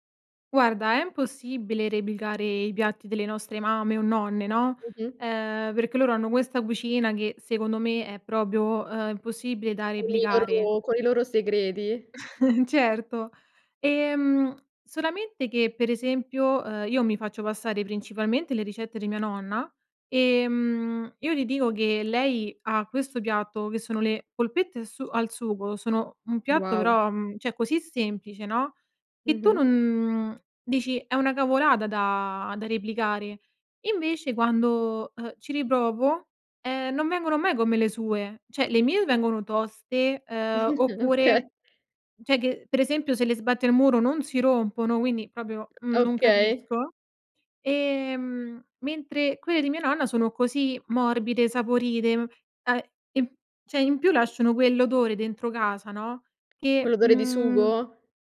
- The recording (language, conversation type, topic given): Italian, podcast, Quali sapori ti riportano subito alle cene di famiglia?
- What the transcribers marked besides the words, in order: tapping; "impossibile" said as "mpossibile"; "proprio" said as "propio"; chuckle; other background noise; giggle; "Okay" said as "oké"; "proprio" said as "propio"